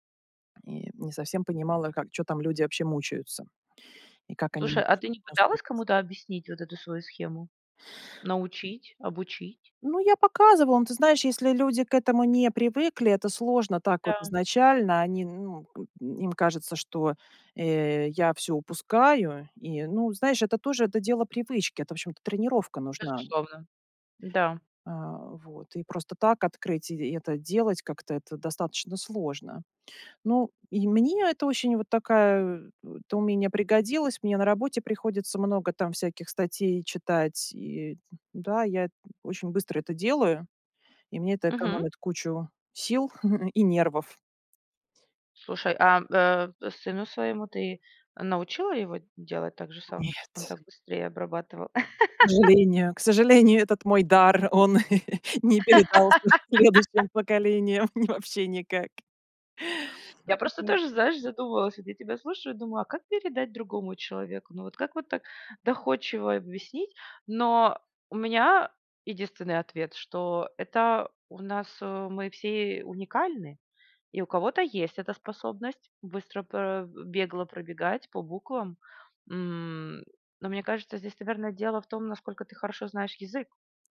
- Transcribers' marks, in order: unintelligible speech; other background noise; tapping; chuckle; laugh; chuckle; laugh; laughing while speaking: "следующим"; laughing while speaking: "ни вообще"; unintelligible speech
- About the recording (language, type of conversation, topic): Russian, podcast, Как выжимать суть из длинных статей и книг?